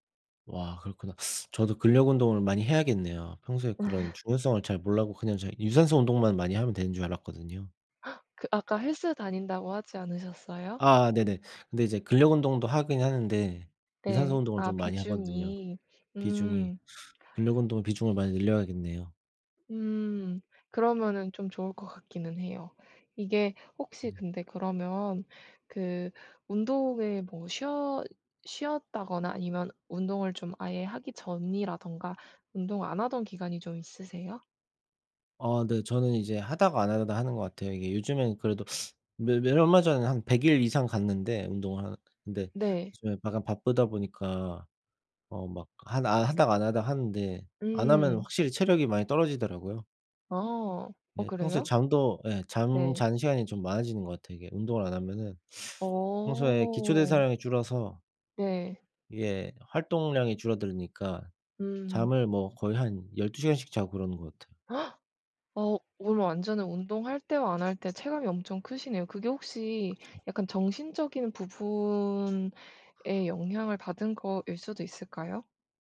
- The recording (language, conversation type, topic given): Korean, unstructured, 운동을 시작하지 않으면 어떤 질병에 걸릴 위험이 높아질까요?
- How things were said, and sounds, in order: laugh; gasp; other background noise; teeth sucking; sniff; gasp